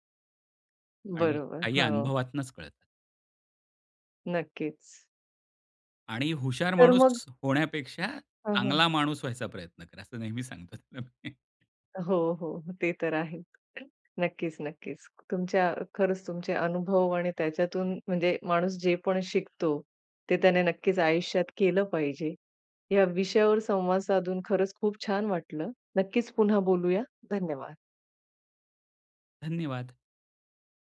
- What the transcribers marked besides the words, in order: laughing while speaking: "असतो मी"; other background noise; tapping
- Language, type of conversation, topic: Marathi, podcast, पर्याय जास्त असतील तर तुम्ही कसे निवडता?